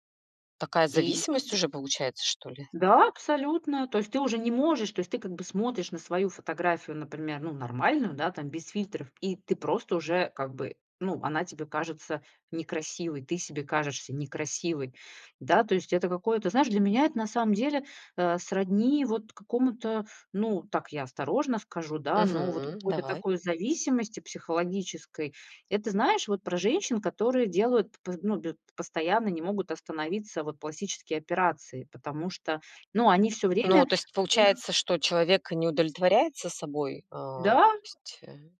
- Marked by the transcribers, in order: unintelligible speech; tapping; background speech
- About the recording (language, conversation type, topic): Russian, podcast, Как влияют фильтры и ретушь на самооценку?